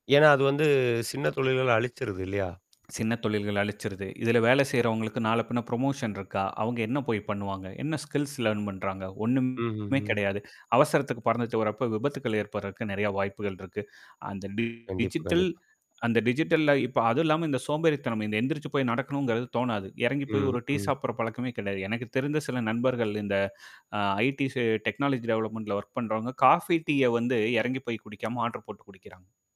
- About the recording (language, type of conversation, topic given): Tamil, podcast, எண்ணிமைச் சாதனங்களைப் பயன்படுத்துவதில் இடைவெளி எடுப்பதை எப்படி தொடங்கலாம் என்று கூறுவீர்களா?
- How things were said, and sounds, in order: other noise; mechanical hum; in English: "புரமோஷன்"; in English: "ஸ்கில்ஸ் லேர்ன்"; distorted speech; in English: "ஐடிசி டெக்னாலஜி டெவலப்மெண்ட்ல வொர்க்"; in English: "ஆர்டர்"